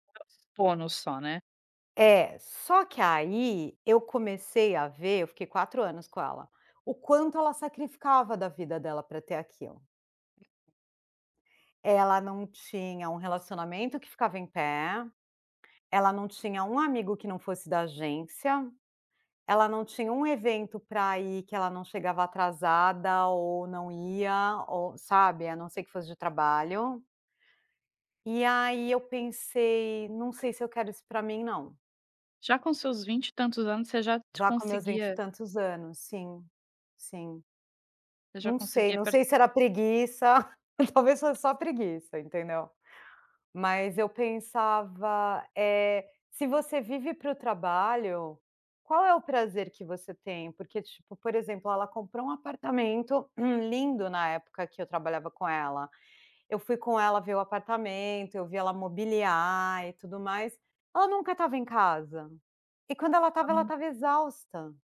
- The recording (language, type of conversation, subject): Portuguese, podcast, Como você concilia trabalho e propósito?
- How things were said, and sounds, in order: unintelligible speech; tapping; chuckle; other background noise; throat clearing